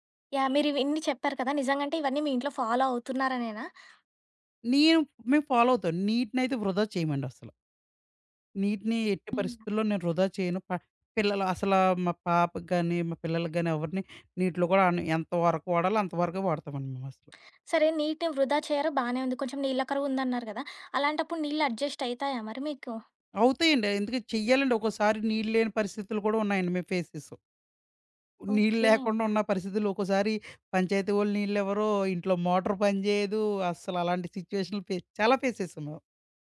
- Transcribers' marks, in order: in English: "ఫాలో"; in English: "ఫాలో"; other background noise; in English: "ఫేస్"; in English: "మోటర్"; in English: "సిచ్యుయేషన్ ఫేస్"; in English: "ఫేస్"
- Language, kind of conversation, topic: Telugu, podcast, ఇంట్లో నీటిని ఆదా చేయడానికి మనం చేయగల పనులు ఏమేమి?